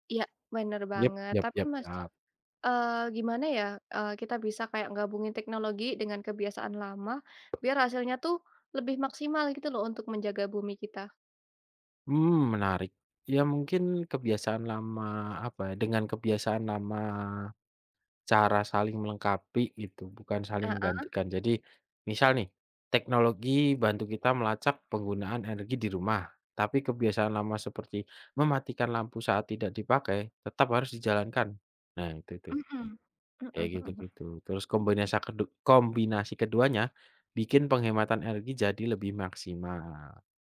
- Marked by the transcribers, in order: other background noise
- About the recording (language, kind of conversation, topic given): Indonesian, unstructured, Bagaimana peran teknologi dalam menjaga kelestarian lingkungan saat ini?